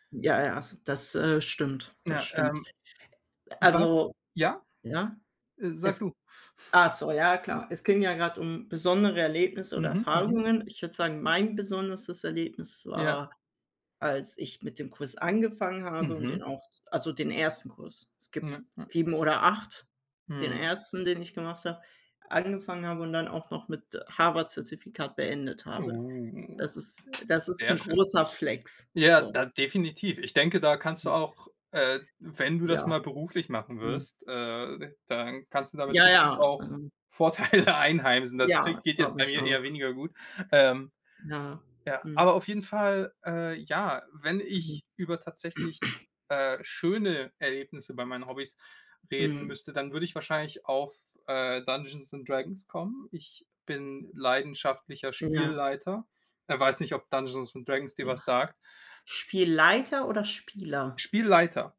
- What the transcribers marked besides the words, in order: drawn out: "Uh"; other background noise; laughing while speaking: "Vorteile einheimsen"; throat clearing
- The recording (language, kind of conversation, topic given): German, unstructured, Was ist das Schönste, das dir dein Hobby bisher gebracht hat?